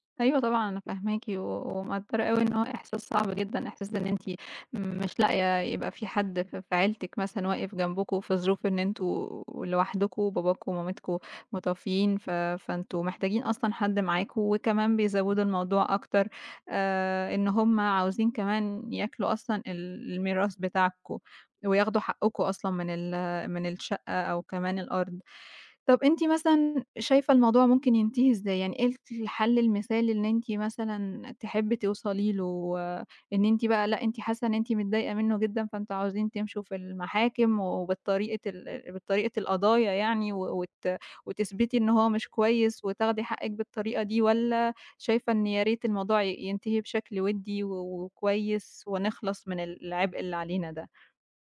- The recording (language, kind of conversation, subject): Arabic, advice, لما يحصل خلاف بينك وبين إخواتك على تقسيم الميراث أو ممتلكات العيلة، إزاي تقدروا توصلوا لحل عادل؟
- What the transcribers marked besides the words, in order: other background noise